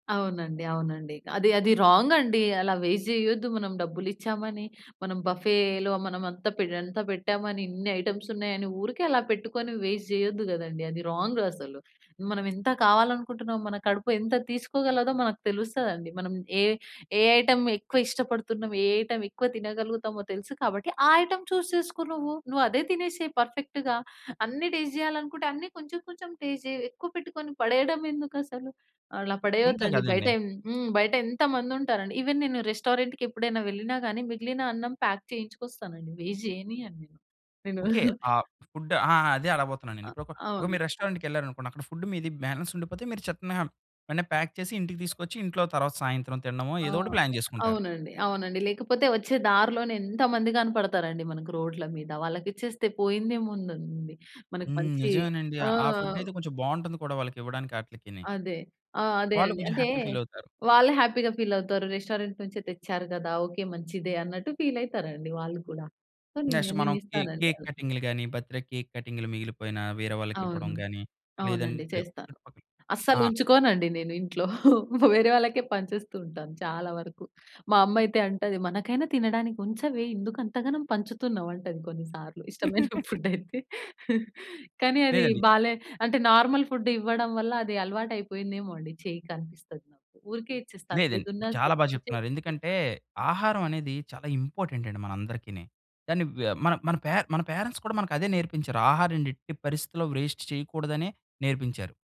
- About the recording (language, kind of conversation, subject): Telugu, podcast, మిగిలిన ఆహారాన్ని మీరు ఎలా ఉపయోగిస్తారు?
- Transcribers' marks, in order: in English: "వేస్ట్"; in English: "బఫెలో"; in English: "ఐటెమ్స్"; in English: "వేస్ట్"; in English: "రాంగ్"; in English: "ఐటెమ్"; in English: "ఐటెమ్"; in English: "ఐటెమ్ చూస్"; in English: "పర్ఫెక్ట్‌గా"; in English: "టెస్ట్"; in English: "టెస్ట్"; in English: "ఈవెన్"; in English: "రెస్టారెంట్‌కి"; in English: "పాక్"; in English: "వేస్ట్"; in English: "ఫుడ్"; chuckle; other background noise; in English: "రెస్టారెంట్‌కి"; in English: "ఫుడ్"; in English: "బాలన్స్"; in English: "ప్యాక్"; in English: "ప్లాన్"; in English: "హ్యాపీ"; in English: "హ్యాపీగా"; in English: "రెస్టారెంట్"; in English: "సో"; in English: "నెక్స్ట్"; in English: "కే కేక్"; tapping; in English: "బర్త్ డే కేక్"; chuckle; chuckle; laughing while speaking: "ఫుడయితే"; in English: "నార్మల్ ఫుడ్"; in English: "ఇంపార్టెంట్"; in English: "పేరెంట్స్"; in English: "వేస్ట్"